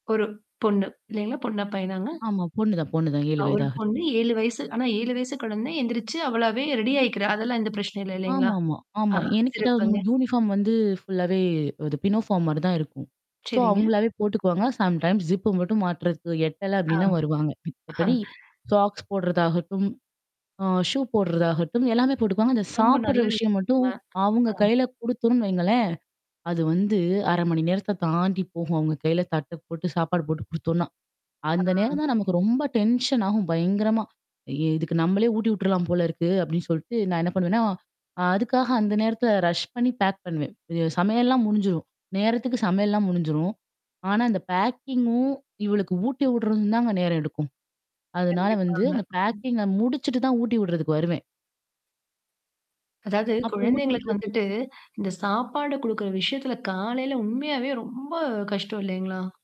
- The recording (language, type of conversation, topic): Tamil, podcast, வீட்டில் இனிமையான ‘வீட்டான’ உணர்வை உருவாக்க நீங்கள் பின்பற்றும் தினசரி நடைமுறை என்ன?
- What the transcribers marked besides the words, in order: static; in English: "ரெடி"; in English: "யூனிஃபார்ம்"; in English: "ஃபுல்லாவே"; in English: "பினோஃபார்ம்"; in English: "சோ"; in English: "சம் டைம்ஸ்"; tapping; distorted speech; in English: "டென்ஷன்"; in English: "ரஷ்"; in English: "பேக்"; in English: "பேக்கிங்கும்"; in English: "பேக்கிங்க"